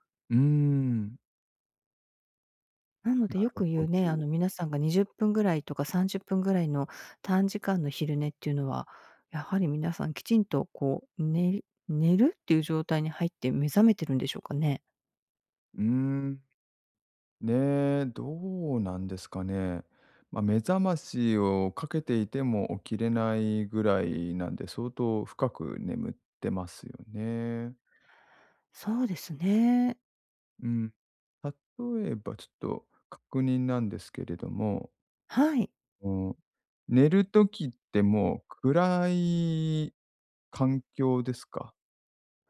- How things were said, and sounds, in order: none
- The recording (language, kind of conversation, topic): Japanese, advice, 短時間の昼寝で疲れを早く取るにはどうすればよいですか？